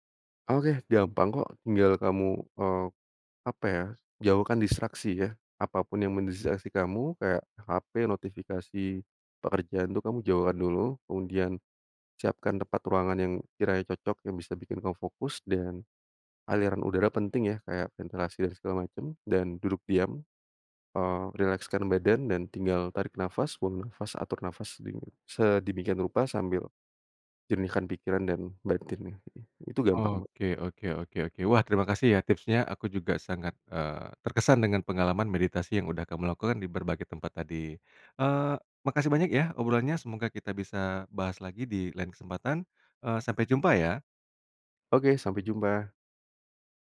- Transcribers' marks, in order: other background noise
- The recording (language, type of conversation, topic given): Indonesian, podcast, Bagaimana rasanya meditasi santai di alam, dan seperti apa pengalamanmu?